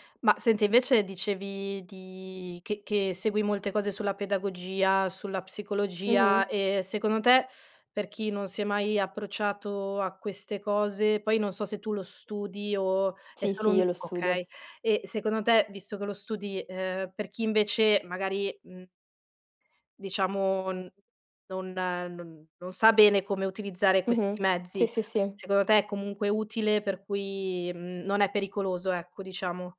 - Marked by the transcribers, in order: teeth sucking; other background noise
- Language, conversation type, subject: Italian, podcast, Quanto influenzano i social media la tua espressione personale?